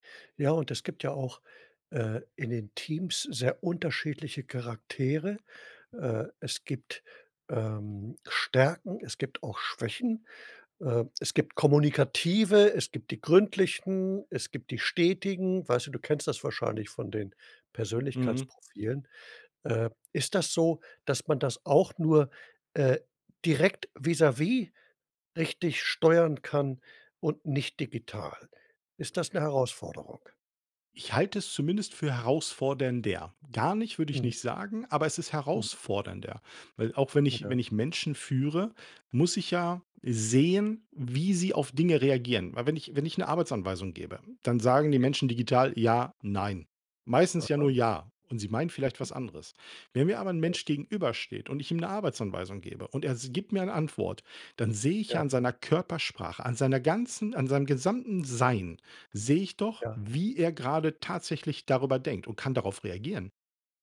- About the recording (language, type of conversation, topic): German, podcast, Wie stehst du zu Homeoffice im Vergleich zum Büro?
- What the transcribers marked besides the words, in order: stressed: "sehen"; unintelligible speech